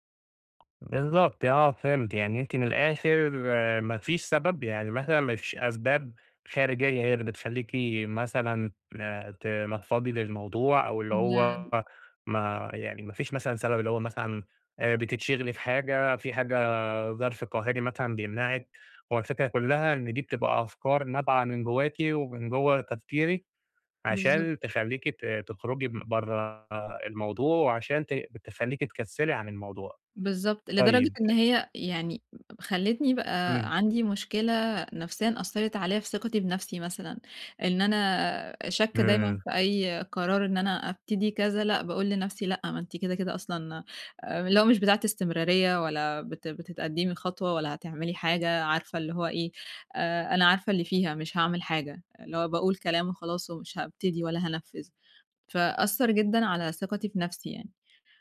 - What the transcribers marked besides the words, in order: tapping; unintelligible speech
- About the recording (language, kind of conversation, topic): Arabic, advice, إزاي أبطل تسويف وأبني عادة تمرين يومية وأستمر عليها؟